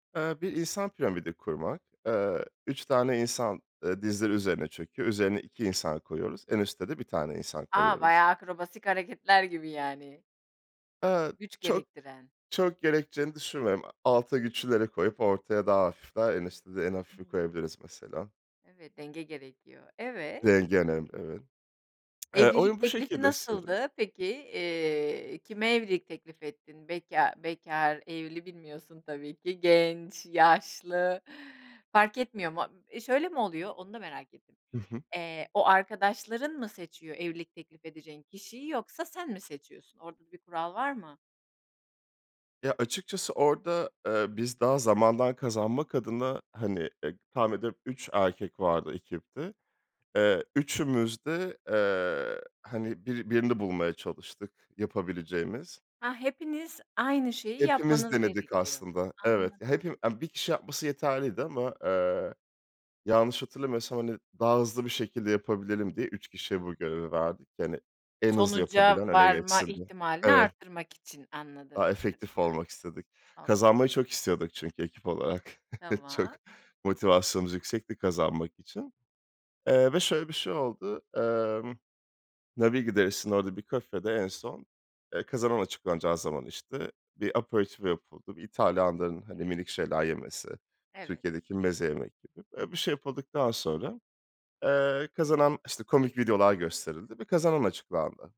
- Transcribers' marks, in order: other background noise; chuckle; laughing while speaking: "Çok"; in Italian: "aperitivo"
- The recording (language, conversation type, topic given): Turkish, podcast, Hayatındaki en komik an hangisiydi?